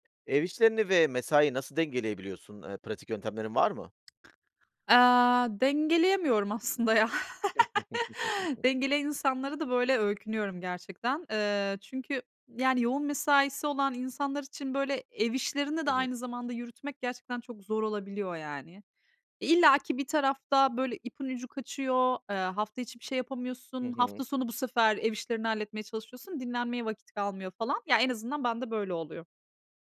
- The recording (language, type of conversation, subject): Turkish, podcast, Ev işleriyle iş mesaisini nasıl dengeliyorsun, hangi pratik yöntemleri kullanıyorsun?
- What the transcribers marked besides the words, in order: other background noise; laugh; giggle